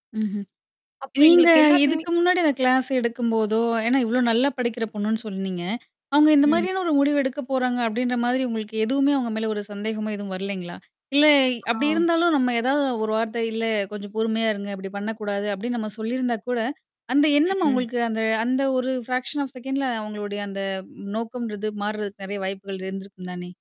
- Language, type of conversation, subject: Tamil, podcast, ஒருவர் சோகமாகப் பேசும்போது அவர்களுக்கு ஆதரவாக நீங்கள் என்ன சொல்வீர்கள்?
- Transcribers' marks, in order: mechanical hum; in English: "ஃபிராக்ஷன் ஆஃப் செகண்ட்ல"